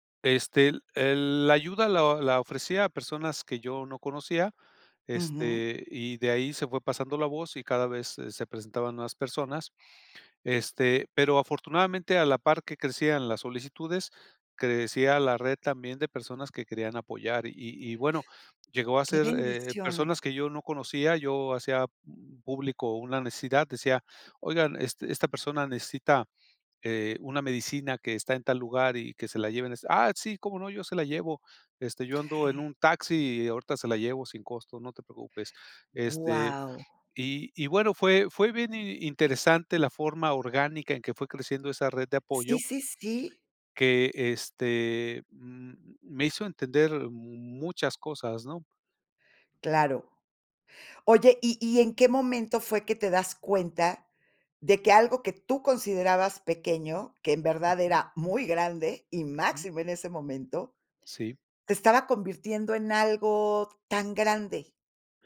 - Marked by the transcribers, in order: other noise; inhale; inhale; surprised: "Guau"; tapping; other background noise
- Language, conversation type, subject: Spanish, podcast, ¿Cómo fue que un favor pequeño tuvo consecuencias enormes para ti?